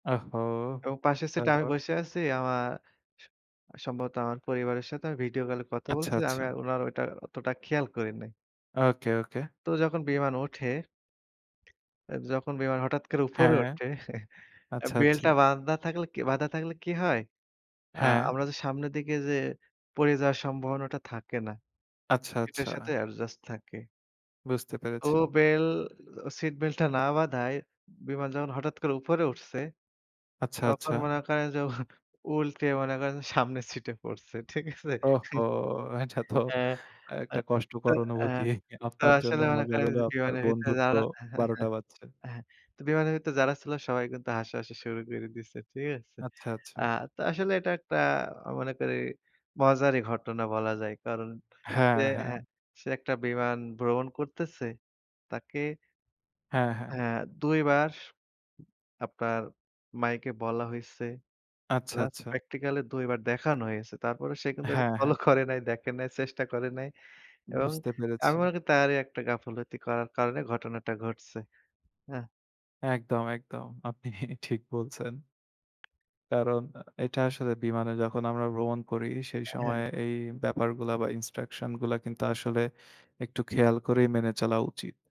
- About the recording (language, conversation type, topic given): Bengali, unstructured, ভ্রমণ করার সময় আপনার সঙ্গে সবচেয়ে মজার ঘটনাটি কী ঘটেছিল?
- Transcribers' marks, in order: tapping; lip smack; chuckle; in English: "অ্যাডজাস্ট"; laughing while speaking: "যে উল্টে মনে করেন যে সামনের সিটে পড়ছে, ঠিক আছে?"; other background noise; laughing while speaking: "এটা তো অ্যা একটা কষ্টকর … বারোটা টা বাজছে"; chuckle; in English: "প্র্যাকটিক্যাল"; laughing while speaking: "ফলো করে নাই, দেখে নাই, চেষ্টা করে নাই"; laughing while speaking: "আপনি ঠিক বলছেন"; in English: "ইন্সট্রাকশন"